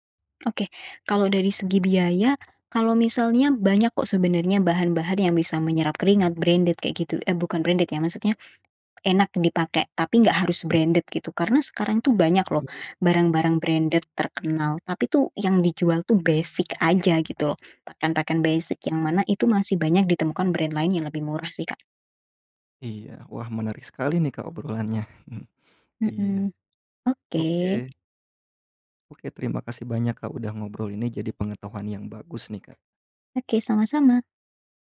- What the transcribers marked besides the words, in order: in English: "branded"; in English: "branded"; in English: "branded"; in English: "branded"; in English: "basic"; in English: "basic"; in English: "brand"; tapping
- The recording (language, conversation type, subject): Indonesian, podcast, Bagaimana cara kamu memadupadankan pakaian untuk sehari-hari?